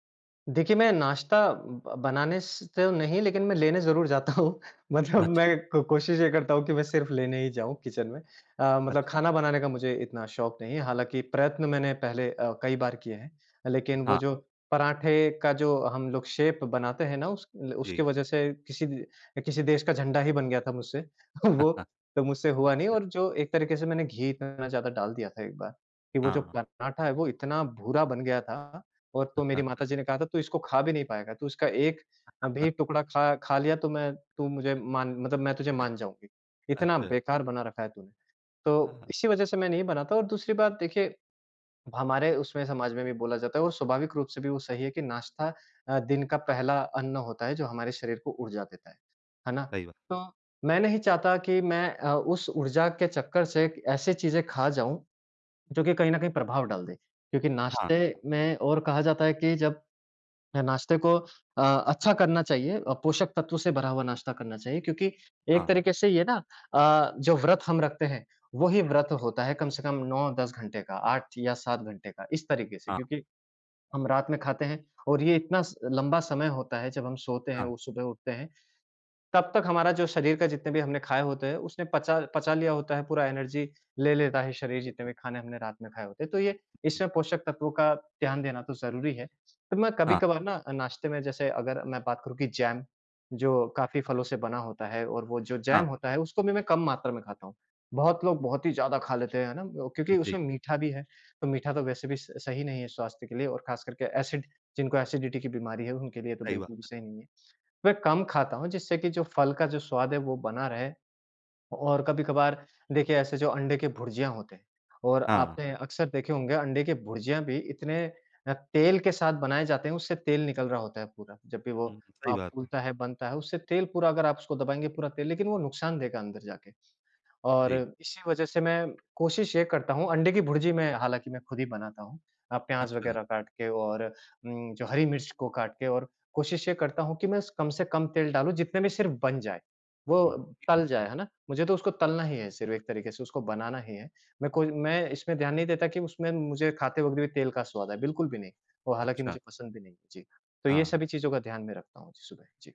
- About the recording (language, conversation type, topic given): Hindi, podcast, आप नाश्ता कैसे चुनते हैं और क्यों?
- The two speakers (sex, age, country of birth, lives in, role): male, 30-34, India, India, guest; male, 35-39, India, India, host
- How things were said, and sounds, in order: laughing while speaking: "जाता हूँ मतलब मैं"; in English: "किचन"; in English: "शेप"; laughing while speaking: "वो"; chuckle; chuckle; chuckle; chuckle; in English: "एनर्जी"; other background noise; in English: "एसिड"; in English: "एसिडिटी"